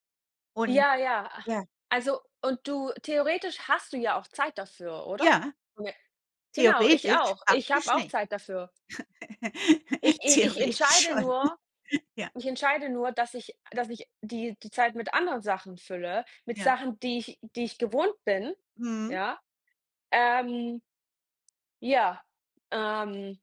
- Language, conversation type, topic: German, unstructured, Was würdest du jemandem raten, der ganz neu anfängt?
- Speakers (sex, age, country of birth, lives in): female, 30-34, Germany, Germany; female, 55-59, Germany, United States
- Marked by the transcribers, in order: unintelligible speech; chuckle; laughing while speaking: "Theoretisch schon. Ja"